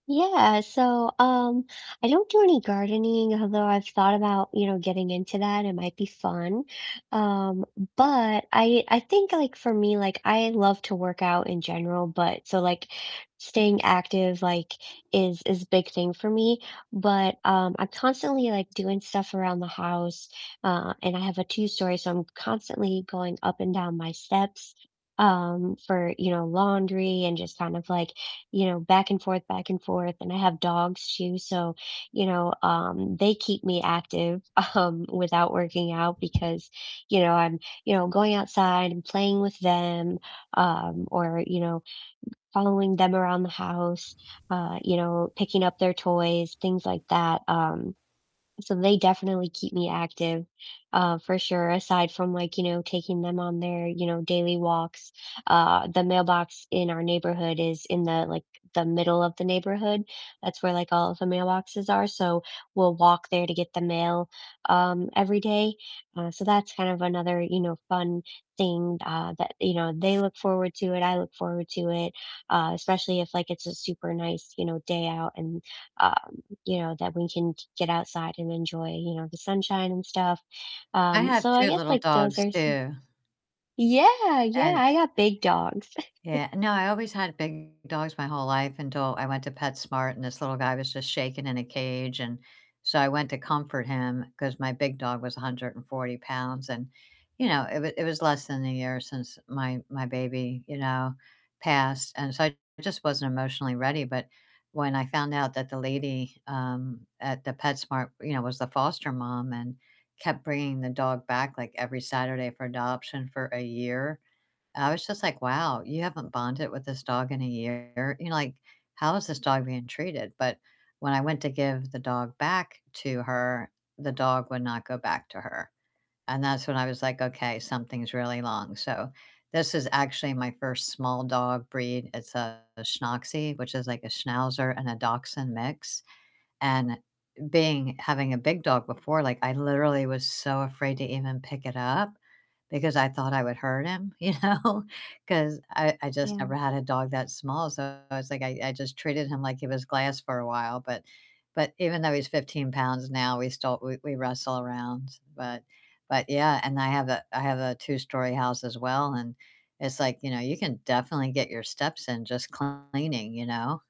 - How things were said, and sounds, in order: other background noise; laughing while speaking: "um"; static; distorted speech; chuckle; laughing while speaking: "you know?"
- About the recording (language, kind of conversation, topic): English, unstructured, What are some small ways you stay active without doing formal workouts?